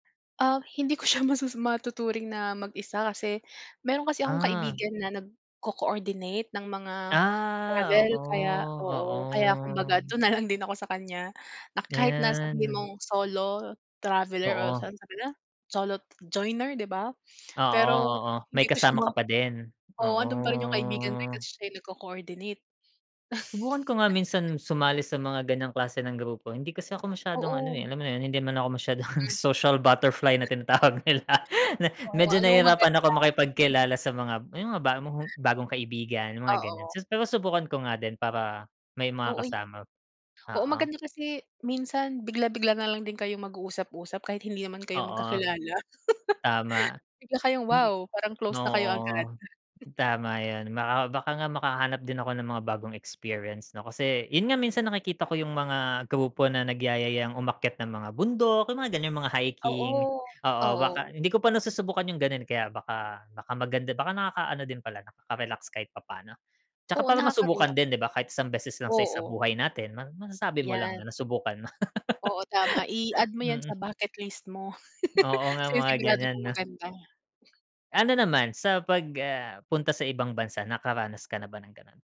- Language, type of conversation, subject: Filipino, unstructured, Ano ang pinakatumatak na bakasyon mo noon?
- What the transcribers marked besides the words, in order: laughing while speaking: "siya masasa"; drawn out: "Ah. Oo, oo"; laughing while speaking: "doon na lang din ako sa kanya"; drawn out: "Ayan"; unintelligible speech; gasp; tapping; drawn out: "Oo"; laughing while speaking: "masyadong social butterfly na tinatawag nila. Me medyo"; chuckle; laugh; laugh